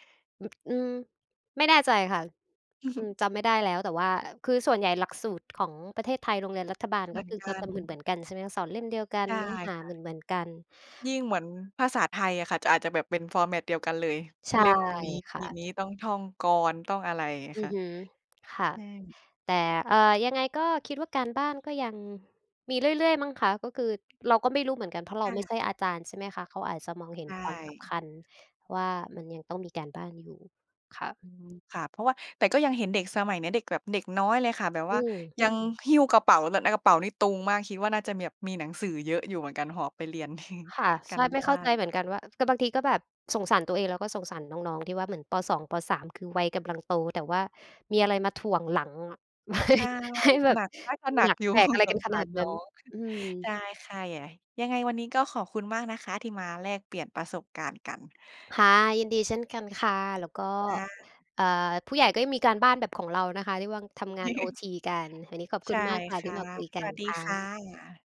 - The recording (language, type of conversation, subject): Thai, unstructured, การบ้านที่มากเกินไปส่งผลต่อชีวิตของคุณอย่างไรบ้าง?
- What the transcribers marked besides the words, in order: chuckle; in English: "format"; tapping; chuckle; laughing while speaking: "ให้ ให้แบบ"; chuckle; other background noise; chuckle